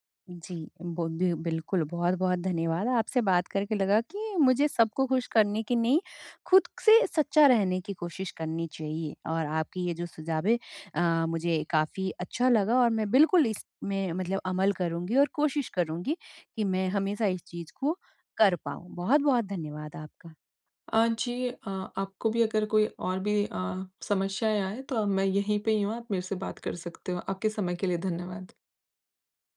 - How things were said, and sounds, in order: none
- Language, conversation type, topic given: Hindi, advice, लोगों की अपेक्षाओं के चलते मैं अपनी तुलना करना कैसे बंद करूँ?